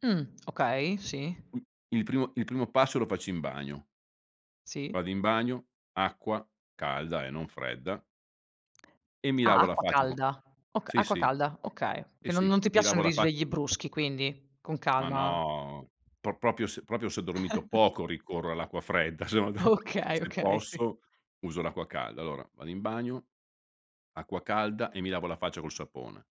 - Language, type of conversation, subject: Italian, podcast, Com’è di solito la tua routine mattutina?
- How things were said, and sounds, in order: tapping; "Sì" said as "ì"; "proprio" said as "propio"; chuckle; laughing while speaking: "fredda, se no de"; laughing while speaking: "Okay, okay, sì"